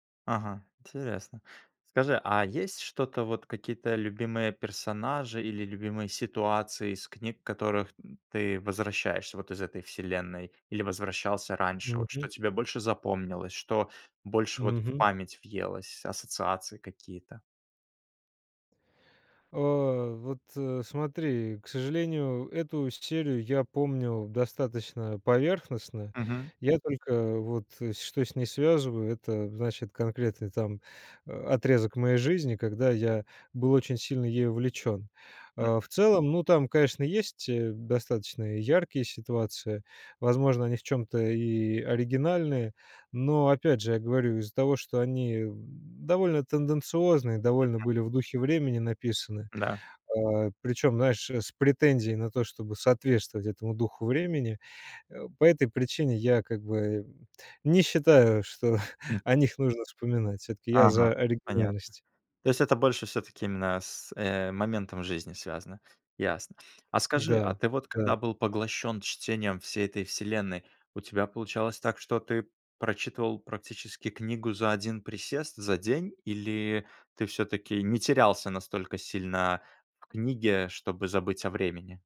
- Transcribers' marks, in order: laughing while speaking: "что"; other noise
- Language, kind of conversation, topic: Russian, podcast, Какая книга помогает тебе убежать от повседневности?